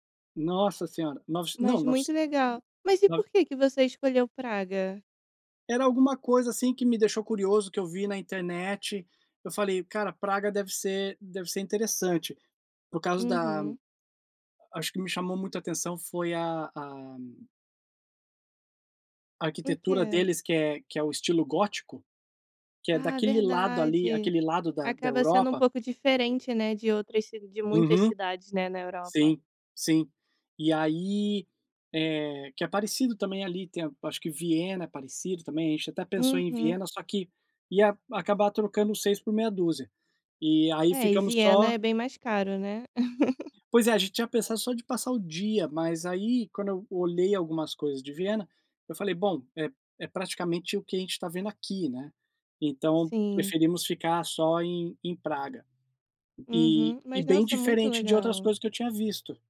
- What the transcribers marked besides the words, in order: laugh
- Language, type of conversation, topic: Portuguese, podcast, Como você escolhe um destino quando está curioso?